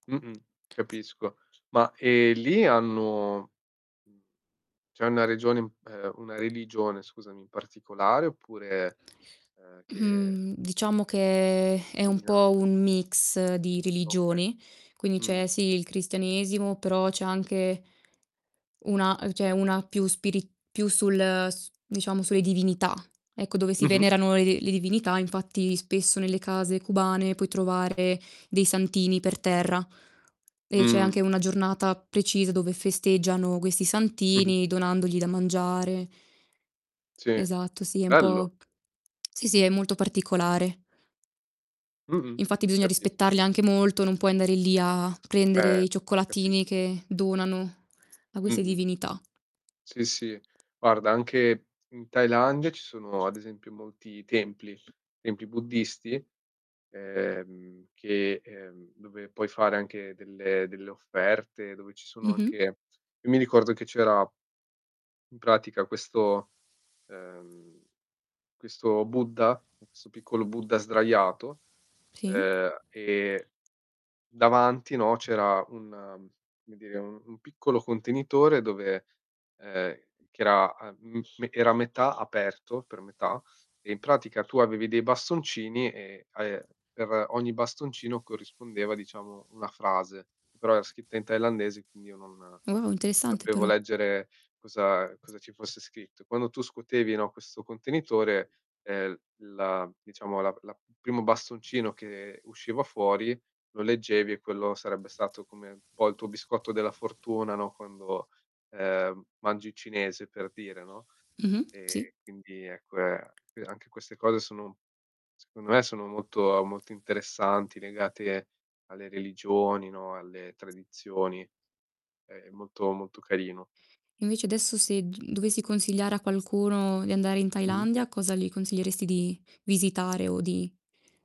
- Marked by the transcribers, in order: tapping; drawn out: "che"; distorted speech; unintelligible speech; other background noise; static
- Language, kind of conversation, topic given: Italian, unstructured, Qual è stato il viaggio più bello che hai fatto?